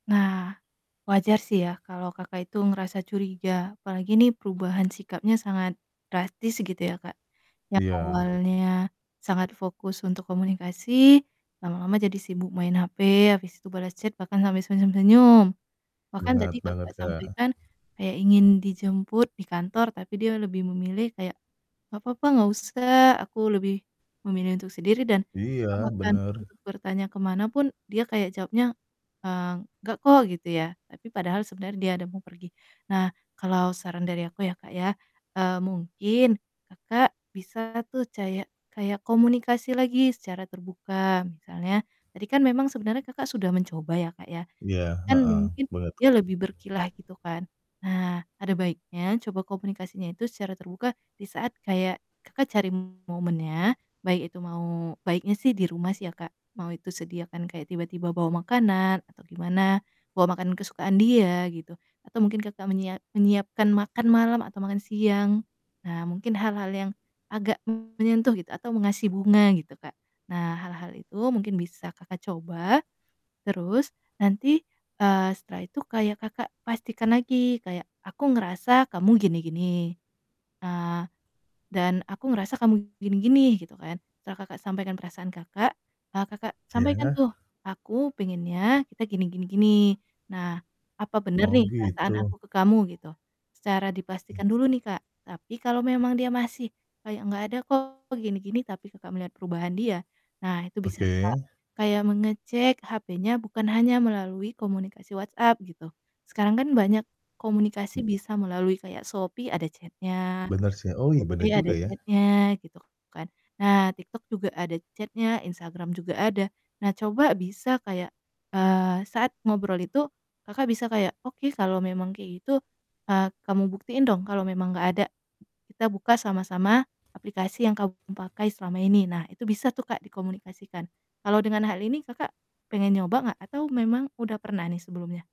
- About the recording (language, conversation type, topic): Indonesian, advice, Bagaimana sebaiknya saya bersikap jika saya curiga pasangan selingkuh, tetapi belum punya bukti?
- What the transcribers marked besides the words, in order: other background noise; distorted speech; static; tapping